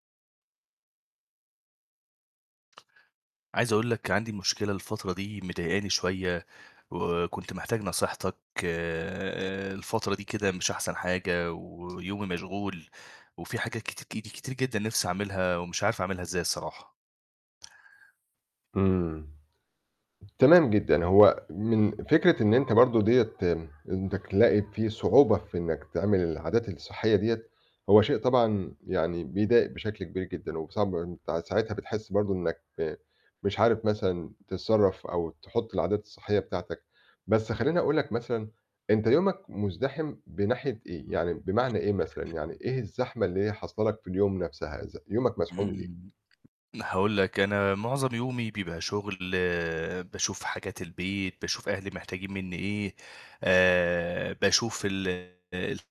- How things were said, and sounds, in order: tapping; other background noise; static; unintelligible speech; distorted speech
- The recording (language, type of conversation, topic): Arabic, advice, إزاي أقدر أخلّي العادات الصحية جزء من يومي المزدحم؟